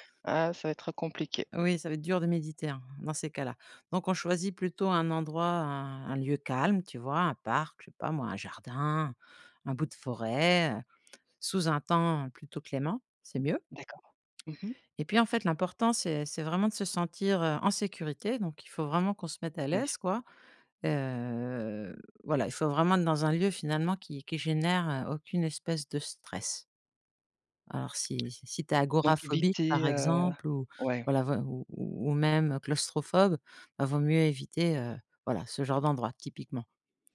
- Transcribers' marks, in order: drawn out: "heu"
- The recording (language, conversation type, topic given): French, podcast, Quel conseil donnerais-tu à quelqu’un qui débute la méditation en plein air ?